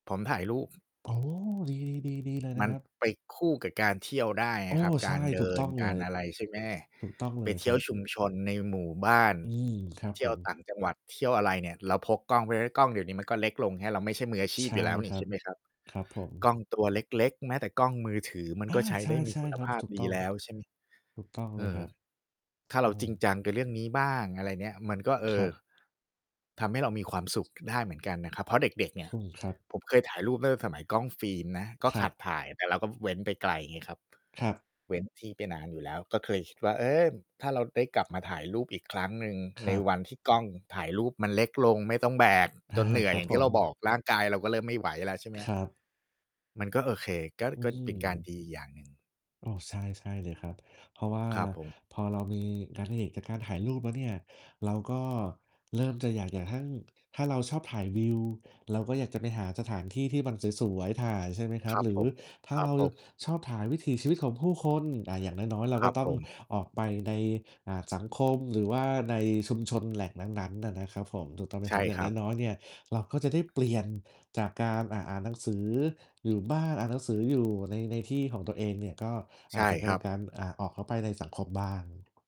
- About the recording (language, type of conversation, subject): Thai, unstructured, เวลาว่างคุณชอบทำอะไรมากที่สุด?
- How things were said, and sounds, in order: other background noise; distorted speech; tapping